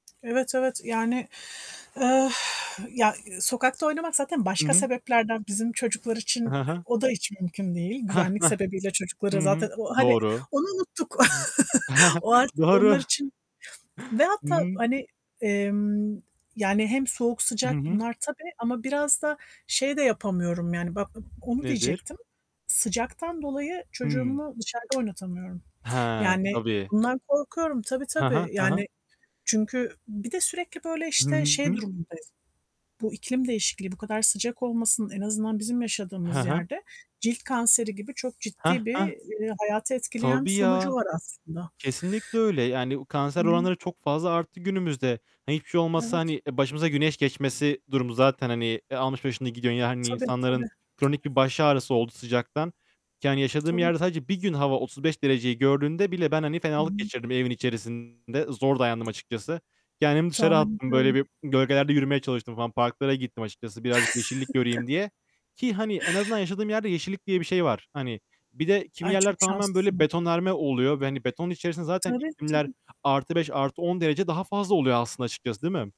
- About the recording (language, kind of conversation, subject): Turkish, unstructured, Sizce iklim değişikliğini yeterince ciddiye alıyor muyuz?
- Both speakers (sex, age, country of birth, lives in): female, 40-44, Turkey, United States; male, 25-29, Turkey, Germany
- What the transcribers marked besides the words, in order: tapping; other background noise; chuckle; distorted speech; chuckle